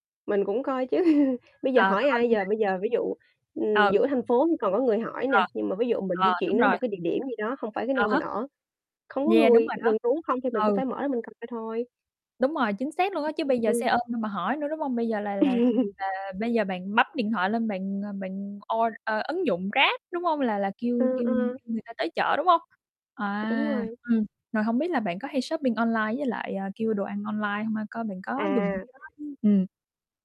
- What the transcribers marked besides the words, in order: laughing while speaking: "chứ"; distorted speech; other background noise; tapping; laugh; in English: "shopping"; in English: "app"
- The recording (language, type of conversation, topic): Vietnamese, unstructured, Bạn nghĩ sao về việc sử dụng điện thoại quá nhiều trong một ngày?
- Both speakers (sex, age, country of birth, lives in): female, 20-24, Vietnam, Vietnam; female, 25-29, Vietnam, United States